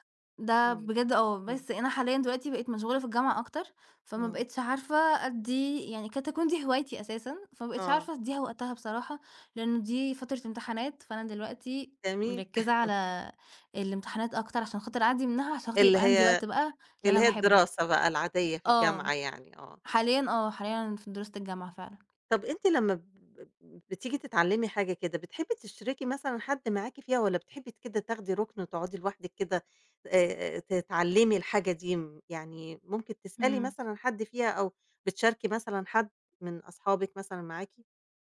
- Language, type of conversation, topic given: Arabic, podcast, إيه اللي بيحفزك تفضل تتعلم دايمًا؟
- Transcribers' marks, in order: laugh; tapping